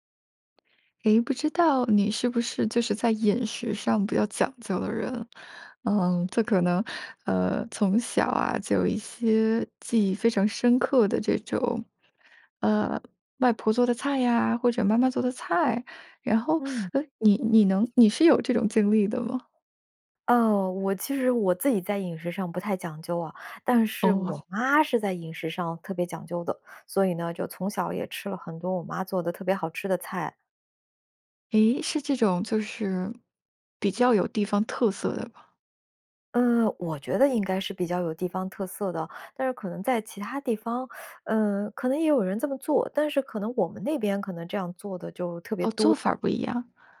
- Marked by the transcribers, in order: other background noise; teeth sucking; teeth sucking
- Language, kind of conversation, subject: Chinese, podcast, 你眼中最能代表家乡味道的那道菜是什么？